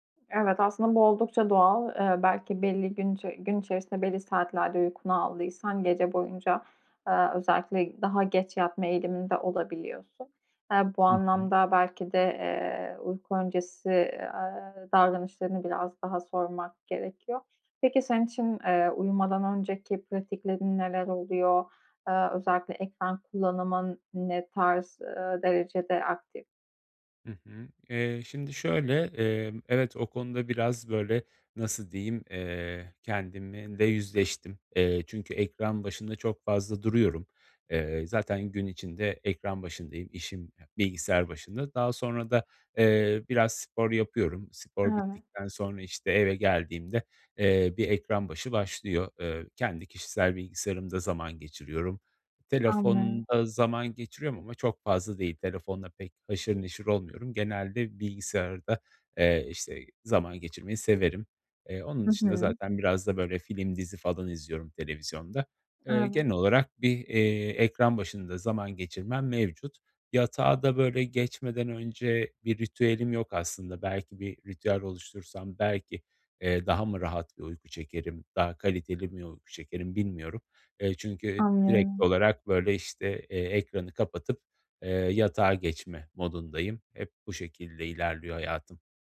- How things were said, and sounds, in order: "kendimle" said as "kendiminde"
- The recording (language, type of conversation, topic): Turkish, advice, Sabah rutininizde yaptığınız hangi değişiklikler uyandıktan sonra daha enerjik olmanıza yardımcı olur?